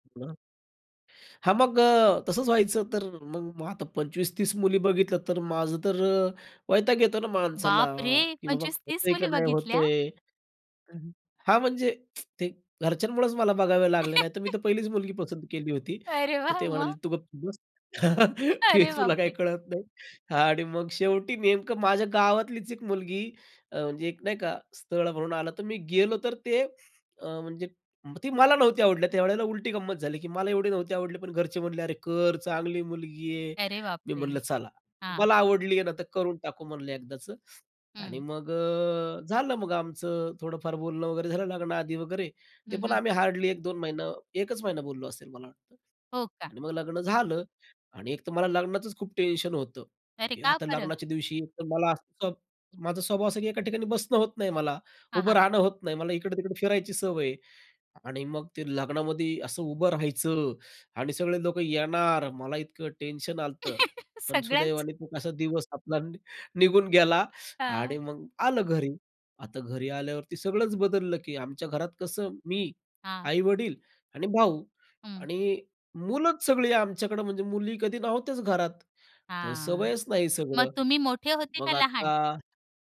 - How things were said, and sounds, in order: other noise; surprised: "बापरे!"; laughing while speaking: "पंचवीस-तीस मुली बघितल्या?"; tsk; laugh; laughing while speaking: "अरे वाह! मग?"; laugh; laughing while speaking: "हे तुला काही कळत नाही"; laughing while speaking: "अरे बापरे!"; other background noise; laugh; laughing while speaking: "सगळ्याचं?"; "आल होतं" said as "आलतं"; laughing while speaking: "हां"
- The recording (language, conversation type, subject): Marathi, podcast, लग्नानंतर आयुष्यातले पहिले काही बदल काय होते?